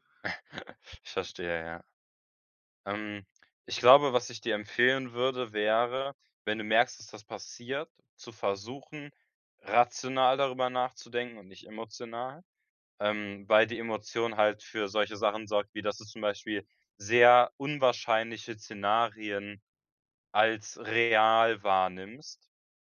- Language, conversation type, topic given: German, advice, Wie kann ich mich trotz Angst vor Bewertung und Ablehnung selbstsicherer fühlen?
- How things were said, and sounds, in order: chuckle; tapping